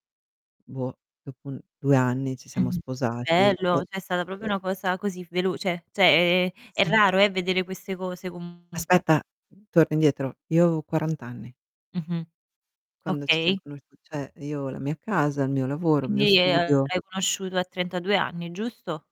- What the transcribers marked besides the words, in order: static; distorted speech; tapping; "cioè" said as "ceh"; "cioè-" said as "ceh"; "cioè" said as "ceh"; drawn out: "è"; other background noise; "cioè" said as "ceh"
- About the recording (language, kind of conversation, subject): Italian, unstructured, Qual è il segreto per essere felici insieme?